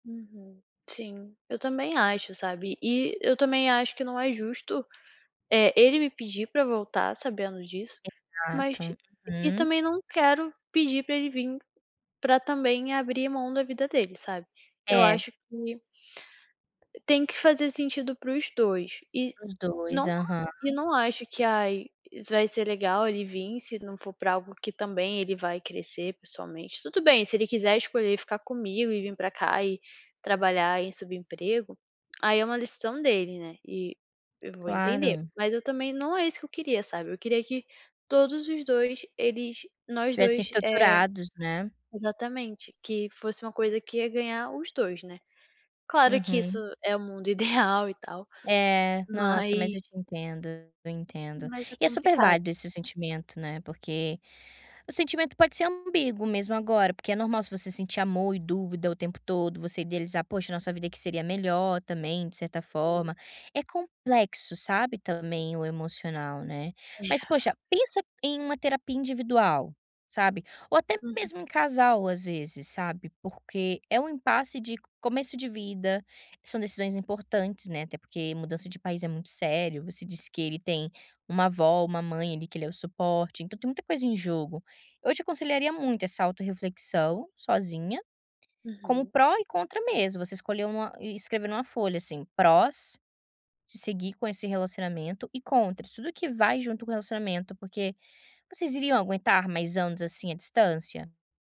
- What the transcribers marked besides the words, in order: tapping; other background noise; chuckle; unintelligible speech
- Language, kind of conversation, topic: Portuguese, advice, Como posso decidir se devo continuar ou terminar um relacionamento longo?